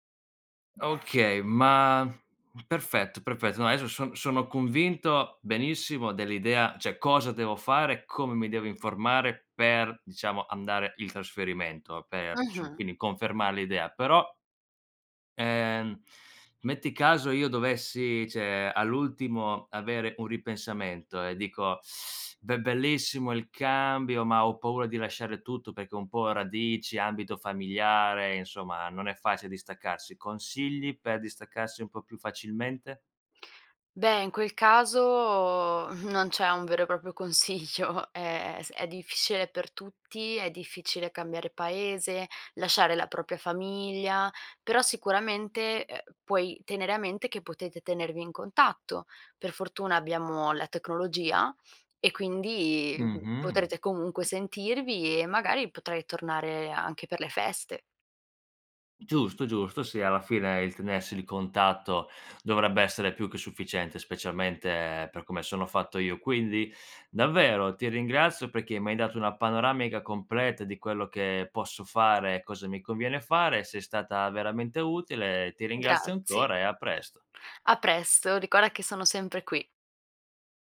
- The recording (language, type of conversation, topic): Italian, advice, Come posso affrontare la solitudine e il senso di isolamento dopo essermi trasferito in una nuova città?
- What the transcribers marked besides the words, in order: other background noise; "cioè" said as "ceh"; "cioè" said as "ceh"; teeth sucking; laughing while speaking: "consiglio"; tapping; "ricorda" said as "ricora"